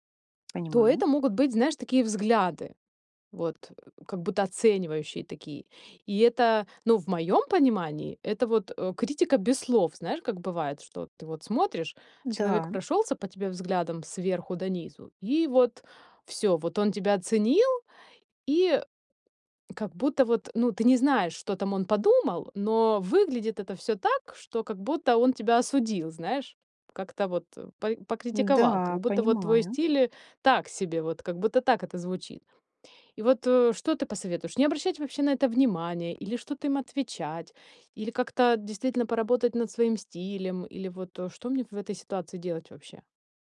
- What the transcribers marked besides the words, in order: tapping
- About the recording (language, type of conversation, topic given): Russian, advice, Как реагировать на критику вашей внешности или стиля со стороны родственников и знакомых?